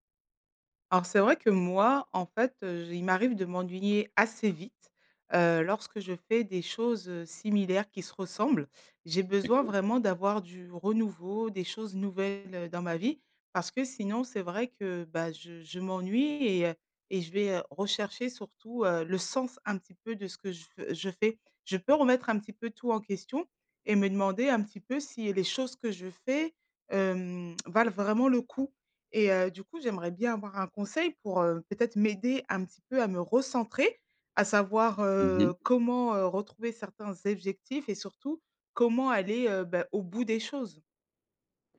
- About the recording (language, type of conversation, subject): French, advice, Comment puis-je redonner du sens à mon travail au quotidien quand il me semble routinier ?
- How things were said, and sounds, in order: unintelligible speech; stressed: "sens"; stressed: "choses"; "objectifs" said as "ebjectifs"